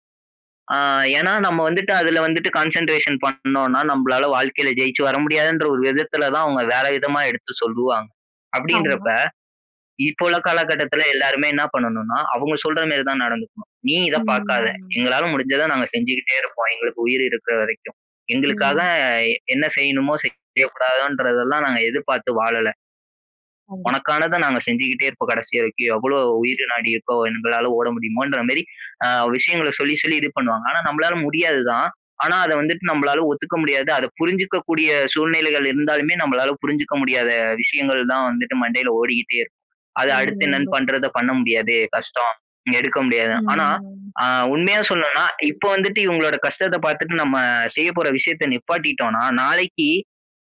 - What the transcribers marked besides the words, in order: in English: "கான்சென்ட்ரேஷன்"; other background noise; drawn out: "ம்"
- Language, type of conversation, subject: Tamil, podcast, மனஅழுத்தத்தை நீங்கள் எப்படித் தணிக்கிறீர்கள்?